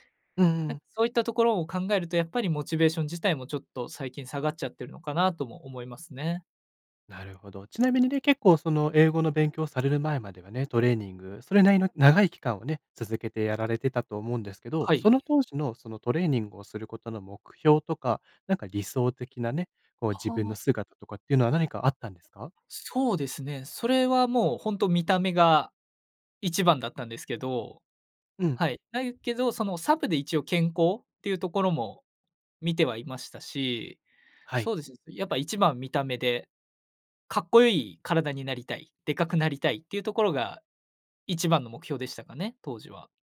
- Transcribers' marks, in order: other background noise
- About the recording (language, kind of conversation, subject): Japanese, advice, トレーニングへのモチベーションが下がっているのですが、どうすれば取り戻せますか?